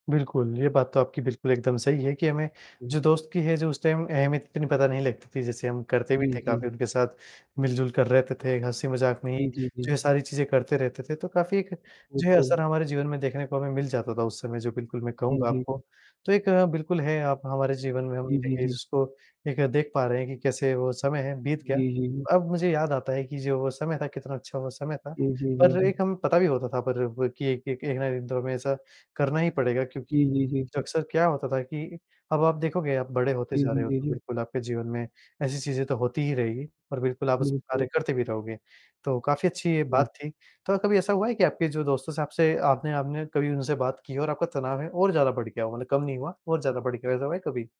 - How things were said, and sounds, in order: static; other noise; in English: "टाइम"; tapping; distorted speech
- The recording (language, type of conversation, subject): Hindi, unstructured, क्या आपको लगता है कि दोस्तों से बात करने से तनाव कम होता है?
- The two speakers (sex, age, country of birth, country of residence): female, 20-24, India, India; male, 20-24, India, India